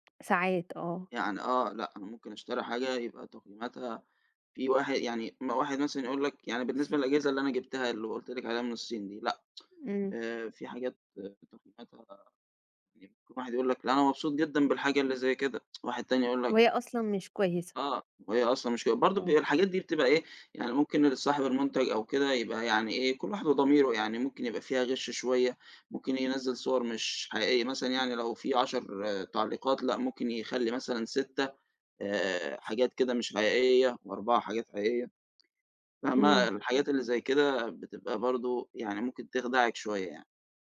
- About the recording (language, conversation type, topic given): Arabic, podcast, بتفضل تشتري أونلاين ولا من السوق؟ وليه؟
- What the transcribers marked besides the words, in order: tapping; tsk; tsk